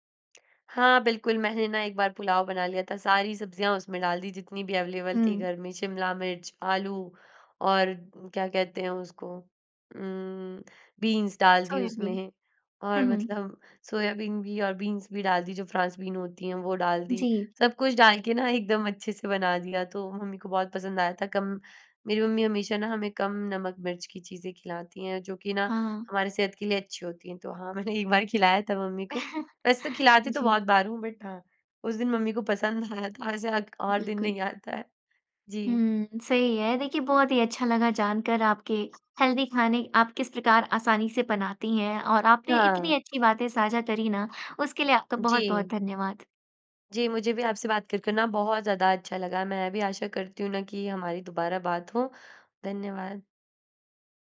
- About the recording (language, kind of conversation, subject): Hindi, podcast, घर में पौष्टिक खाना बनाना आसान कैसे किया जा सकता है?
- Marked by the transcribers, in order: tapping; in English: "अवेलेबल"; in English: "बीन्स"; in English: "बीन्स"; in English: "फ्रांस बीन"; laughing while speaking: "मैंने एक बार"; chuckle; in English: "बट"; in English: "हेल्दी"